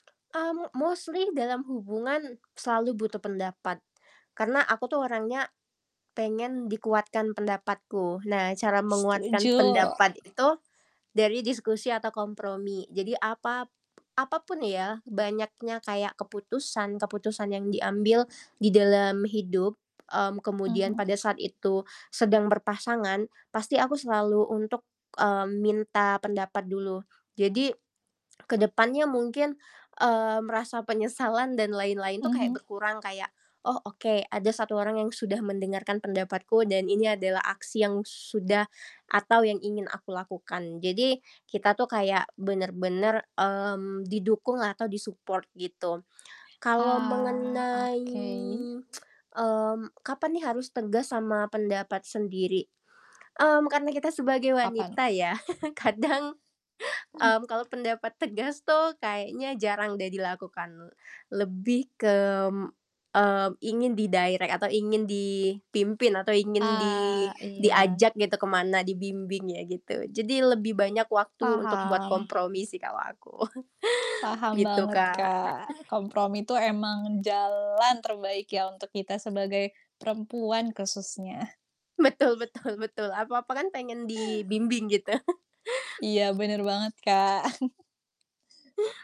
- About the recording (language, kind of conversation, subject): Indonesian, unstructured, Bagaimana kamu menangani perbedaan pendapat dengan pasanganmu?
- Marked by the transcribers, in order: in English: "mostly"; other background noise; distorted speech; tapping; in English: "di-support"; drawn out: "mengenai"; tsk; chuckle; laughing while speaking: "kadang"; chuckle; laughing while speaking: "tegas"; in English: "di-direct"; chuckle; laughing while speaking: "betul"; chuckle